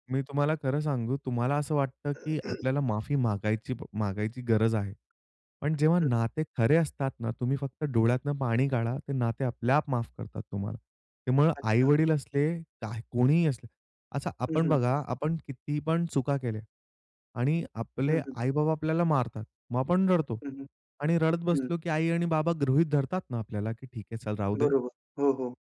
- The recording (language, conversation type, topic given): Marathi, podcast, कुटुंबात मोठ्या भांडणानंतर नातं पुन्हा कसं जोडता येईल?
- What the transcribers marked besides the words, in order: throat clearing